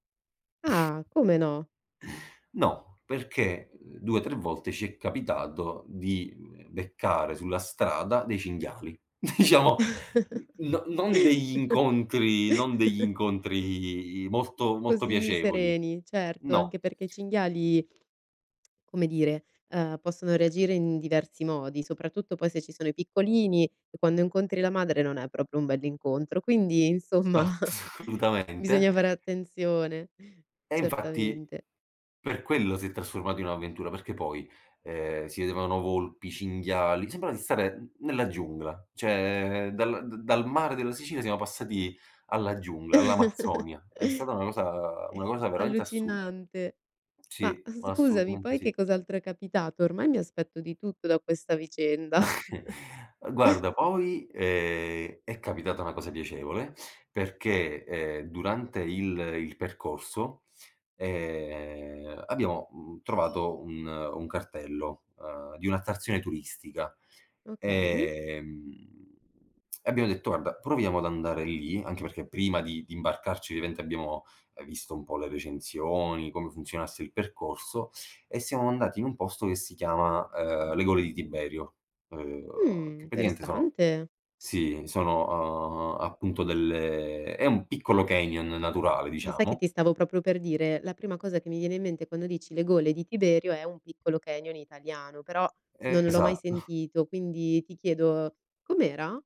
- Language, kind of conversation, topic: Italian, podcast, Puoi raccontarmi di un errore di viaggio che si è trasformato in un’avventura?
- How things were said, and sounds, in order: chuckle; other background noise; chuckle; laughing while speaking: "diciamo"; "assolutamente" said as "solutamente"; laughing while speaking: "insomma"; chuckle; tapping; chuckle; drawn out: "è"; drawn out: "ehm"; drawn out: "ehm"; "praticamente" said as "pratiaente"; "proprio" said as "propio"; laughing while speaking: "Esatto"